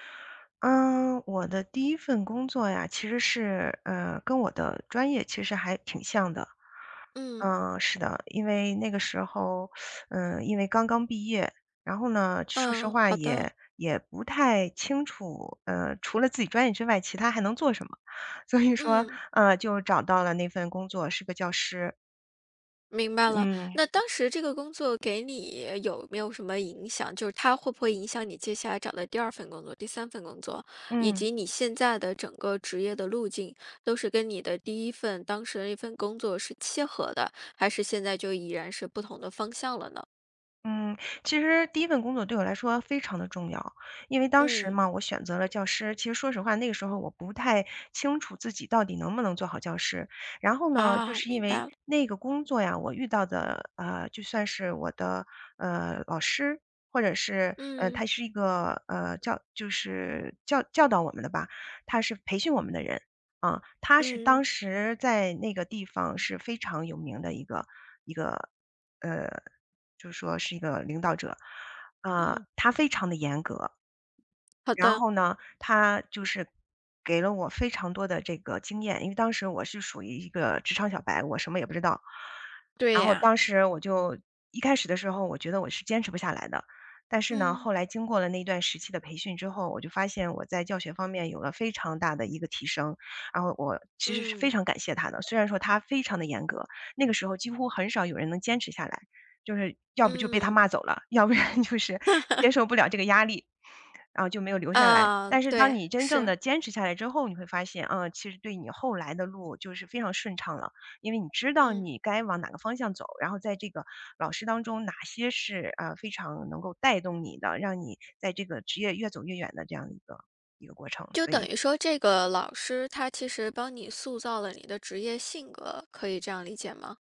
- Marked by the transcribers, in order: teeth sucking; other background noise; laugh
- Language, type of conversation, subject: Chinese, podcast, 你第一份工作对你产生了哪些影响？